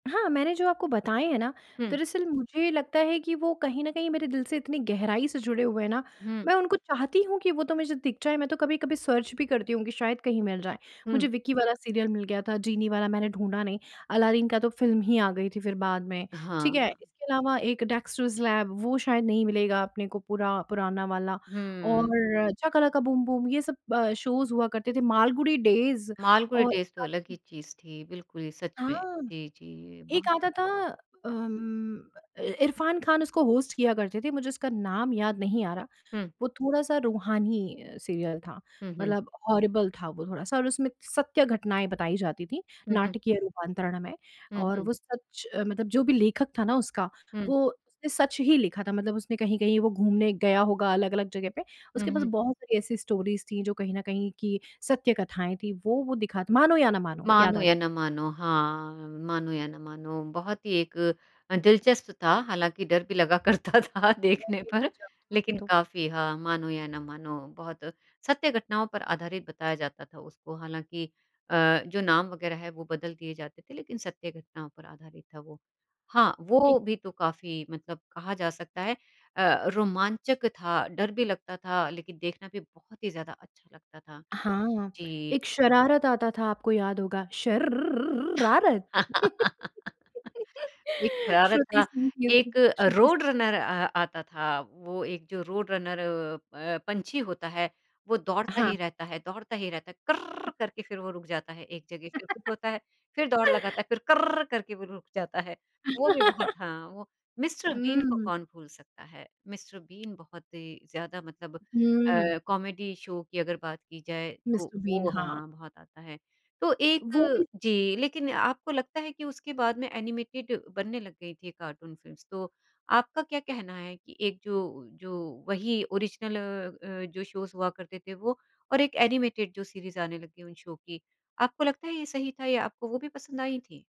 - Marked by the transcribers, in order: in English: "सर्च"; in English: "शोज़"; unintelligible speech; in English: "होस्ट"; in English: "हॉरिबल"; in English: "स्टोरीज़"; laughing while speaking: "करता था देखने पर"; unintelligible speech; laugh; put-on voice: "करररर"; laugh; put-on voice: "करररर"; laugh; in English: "कॉमेडी शो"; in English: "एनिमेटेड"; in English: "कार्टून फ़िल्म्स"; in English: "ओरिजिनल"; in English: "शोज़"; in English: "एनिमेटेड"; in English: "शो"
- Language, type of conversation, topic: Hindi, podcast, बचपन का कौन-सा टीवी कार्यक्रम आपको सबसे ज्यादा याद आता है?